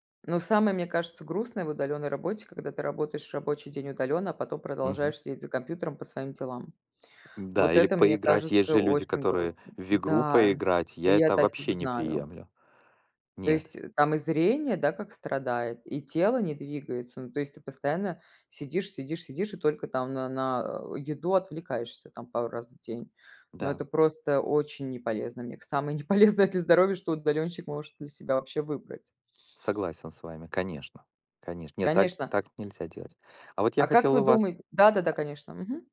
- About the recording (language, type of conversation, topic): Russian, unstructured, Как ты находишь баланс между работой и личной жизнью?
- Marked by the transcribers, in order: background speech; laughing while speaking: "неполезное"; other background noise